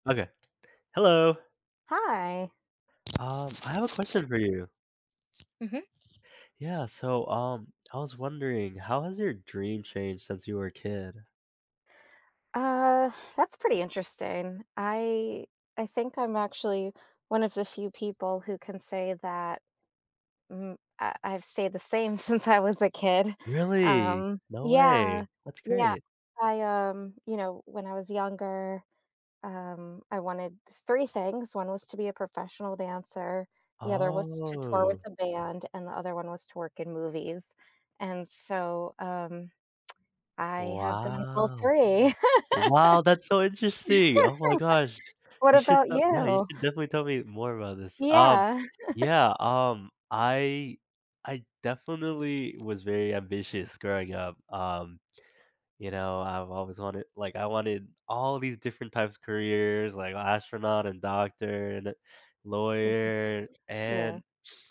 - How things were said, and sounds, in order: other background noise; laughing while speaking: "since"; drawn out: "Oh"; drawn out: "Wow"; laugh; chuckle; drawn out: "lawyer"
- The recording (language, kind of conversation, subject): English, unstructured, How do your goals and aspirations shift as you grow older?
- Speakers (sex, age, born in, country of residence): female, 40-44, United States, United States; male, 20-24, United States, United States